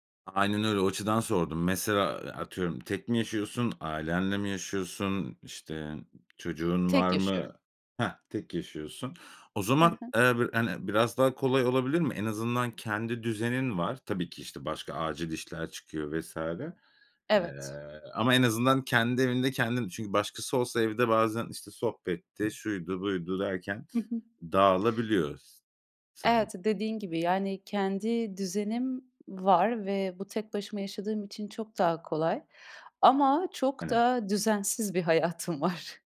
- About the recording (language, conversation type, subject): Turkish, podcast, Evde sakinleşmek için uyguladığın küçük ritüeller nelerdir?
- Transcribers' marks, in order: other background noise; tapping; unintelligible speech; laughing while speaking: "var"